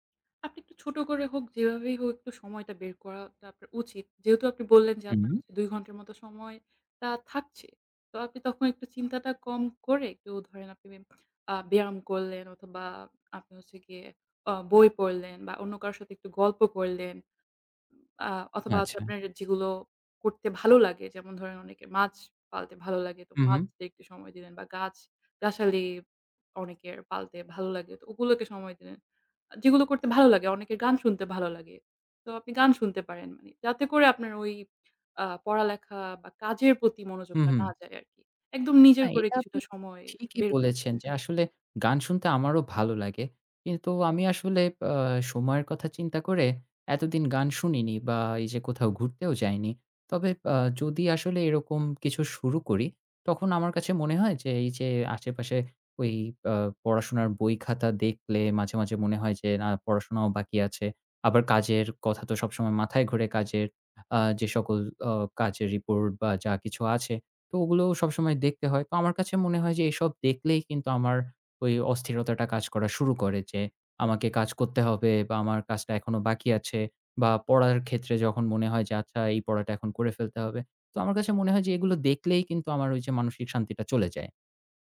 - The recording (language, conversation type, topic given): Bengali, advice, স্বাস্থ্যকর রুটিন শুরু করার জন্য আমার অনুপ্রেরণা কেন কম?
- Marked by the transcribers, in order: tapping; other background noise